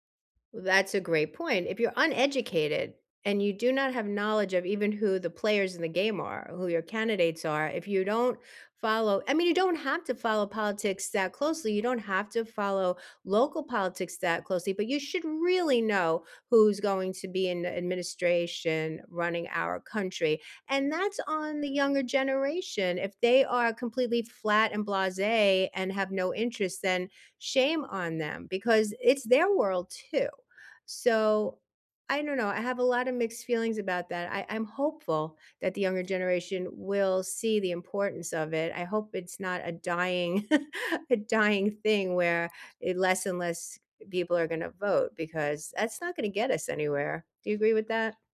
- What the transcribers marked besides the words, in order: chuckle
- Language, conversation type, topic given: English, unstructured, How important is voting in your opinion?